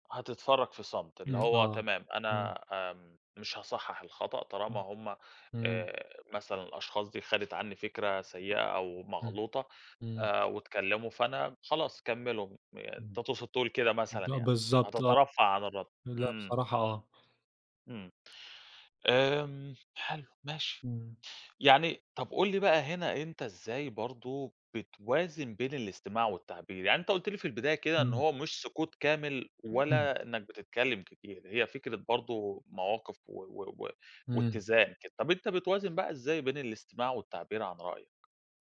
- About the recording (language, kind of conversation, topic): Arabic, podcast, هل بتفضّل تسمع أكتر ولا تتكلم أكتر، وليه؟
- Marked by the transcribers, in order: tapping; other background noise